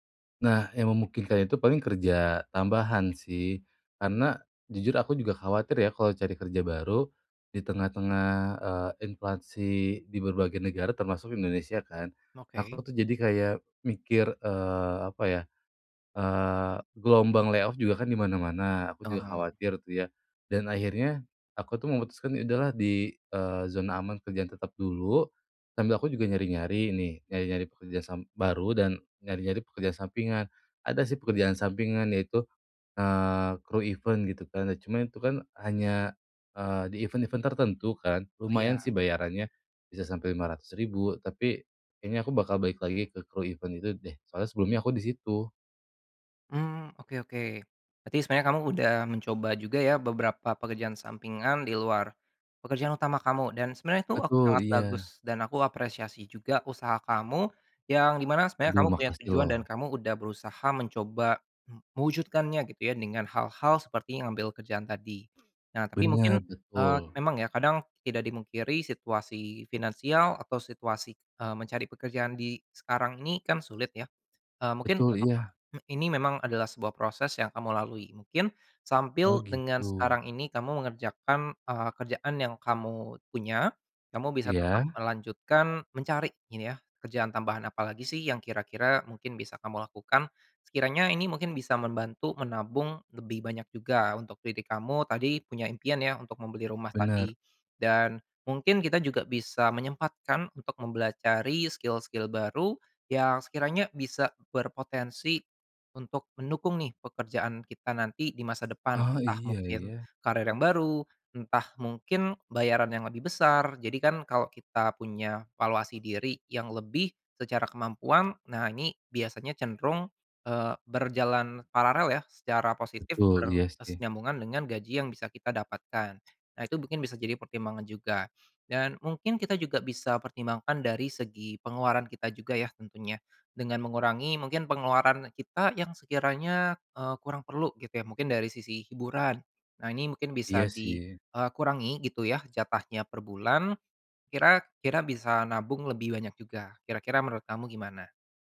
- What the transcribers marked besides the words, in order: in English: "lay off"; in English: "event"; in English: "event-event"; in English: "event"; "mempelajari" said as "membelacari"; in English: "skill-skill"; "mungkin" said as "bukin"
- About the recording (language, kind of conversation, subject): Indonesian, advice, Bagaimana cara menyeimbangkan optimisme dan realisme tanpa mengabaikan kenyataan?
- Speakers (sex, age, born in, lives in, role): male, 25-29, Indonesia, Indonesia, advisor; male, 25-29, Indonesia, Indonesia, user